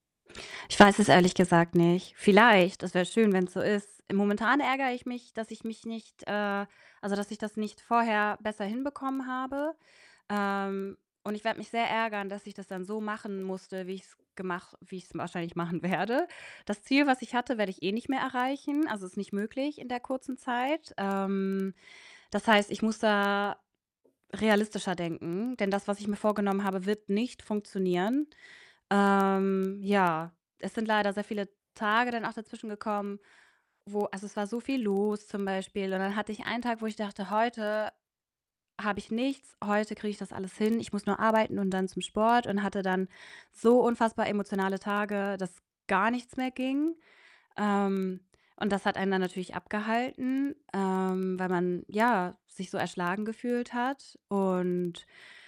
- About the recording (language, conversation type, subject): German, advice, Wie kann ich realistische Ziele formulieren, die ich auch wirklich erreiche?
- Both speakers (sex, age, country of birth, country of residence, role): female, 30-34, Germany, Germany, user; male, 25-29, Germany, Germany, advisor
- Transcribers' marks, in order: distorted speech; other background noise; laughing while speaking: "werde"; stressed: "nicht"; stressed: "gar"